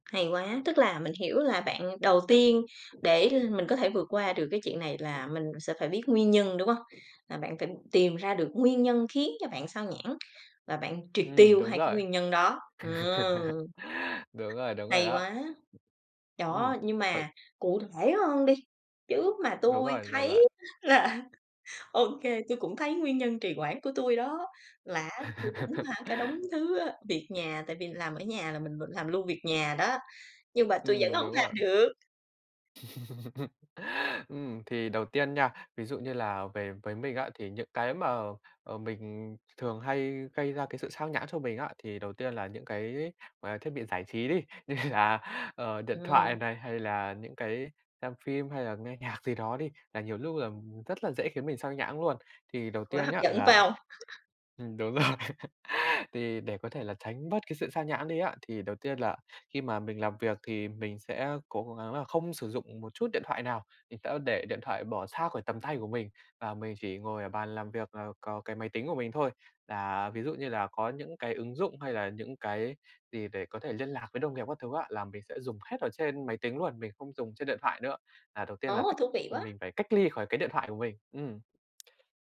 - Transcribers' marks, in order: other background noise; laugh; tapping; laughing while speaking: "là"; laugh; laugh; laughing while speaking: "như"; laughing while speaking: "rồi"; laugh
- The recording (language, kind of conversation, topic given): Vietnamese, podcast, Bạn có mẹo nào để chống trì hoãn khi làm việc ở nhà không?